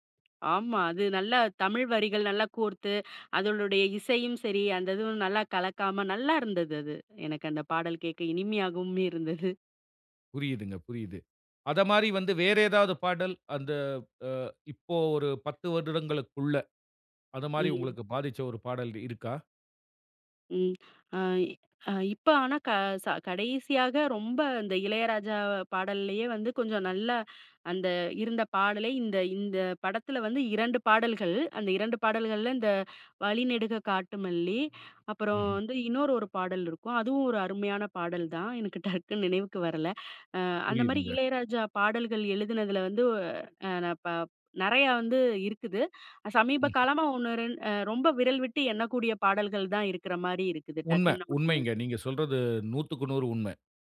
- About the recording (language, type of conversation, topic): Tamil, podcast, மொழி உங்கள் பாடல்களை ரசிப்பதில் எந்த விதமாக பங்காற்றுகிறது?
- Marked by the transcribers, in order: other noise; snort; unintelligible speech